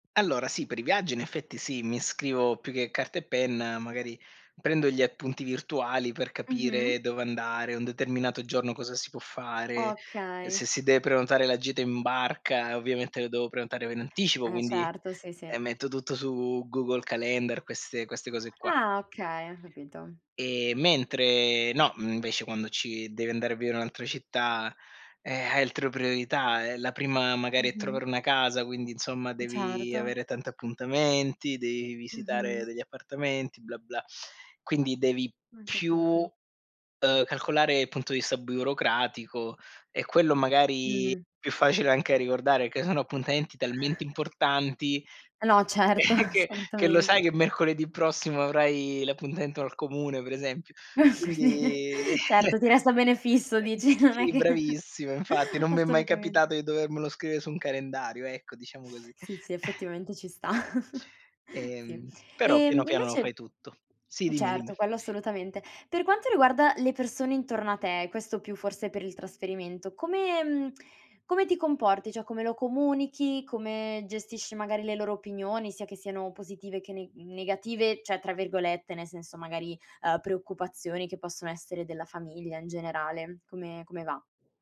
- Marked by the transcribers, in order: other background noise; sigh; laughing while speaking: "certo, assolutamente"; laugh; laughing while speaking: "che che"; laugh; laughing while speaking: "Certo, ti resta un bene fisso dici, non è che assolutamente"; unintelligible speech; chuckle; chuckle; "cioè" said as "ceh"
- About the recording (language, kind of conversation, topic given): Italian, podcast, Come trasformi un'idea vaga in un progetto concreto?